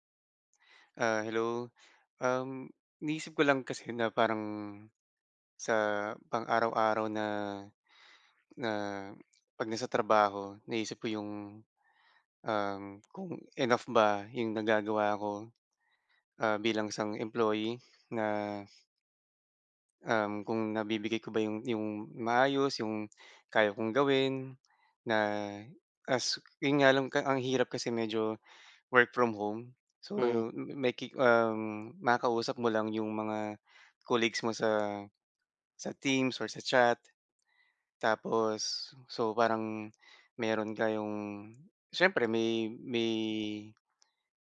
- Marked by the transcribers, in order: none
- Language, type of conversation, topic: Filipino, advice, Paano ko makikilala at marerespeto ang takot o pagkabalisa ko sa araw-araw?
- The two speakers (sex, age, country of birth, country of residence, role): male, 25-29, Philippines, Philippines, advisor; male, 45-49, Philippines, Philippines, user